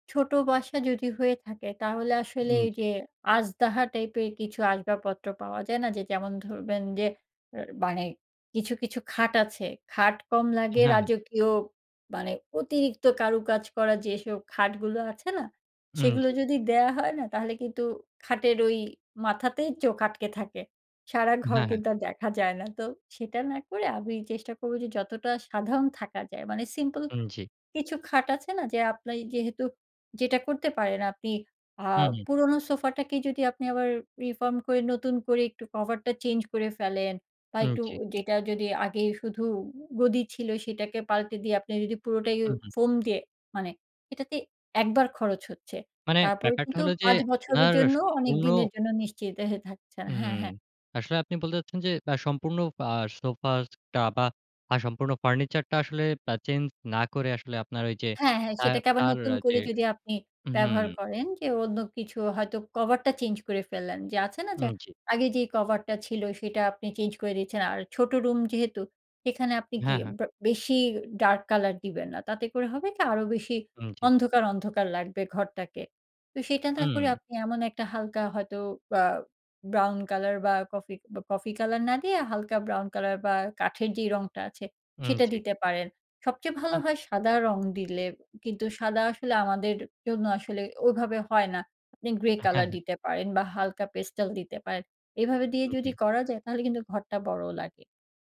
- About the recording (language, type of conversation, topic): Bengali, podcast, কম বাজেটে ঘর সাজানোর টিপস বলবেন?
- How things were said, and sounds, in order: none